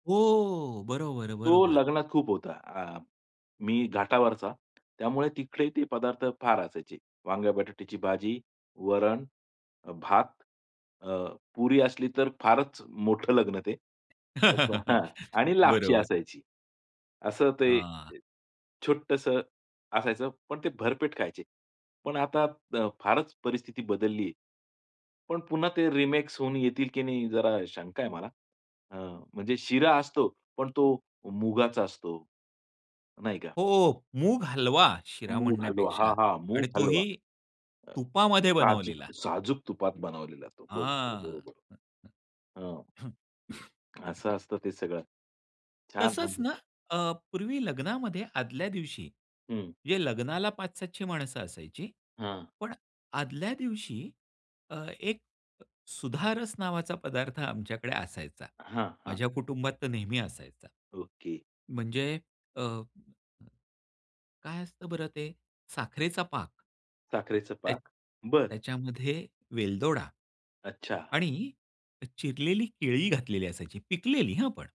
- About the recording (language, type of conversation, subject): Marathi, podcast, नॉस्टॅल्जियामुळे जुन्या गोष्टी पुन्हा लोकप्रिय का होतात, असं आपल्याला का वाटतं?
- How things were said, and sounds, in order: tapping; other noise; laugh; laughing while speaking: "हां"; unintelligible speech; other background noise